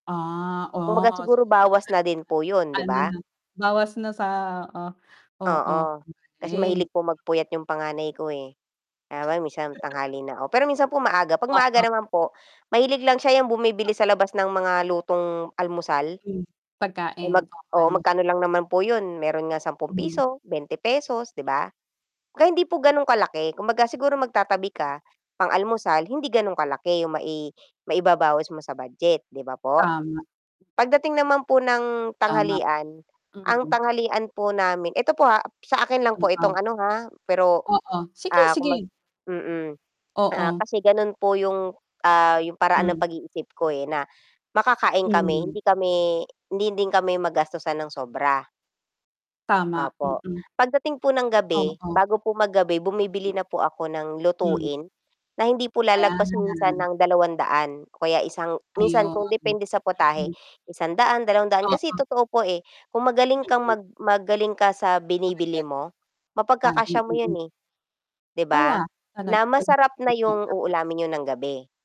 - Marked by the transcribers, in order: static; distorted speech; unintelligible speech; chuckle; drawn out: "Ayan"; unintelligible speech; unintelligible speech
- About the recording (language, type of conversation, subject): Filipino, unstructured, Paano mo binabadyet ang iyong buwanang gastusin?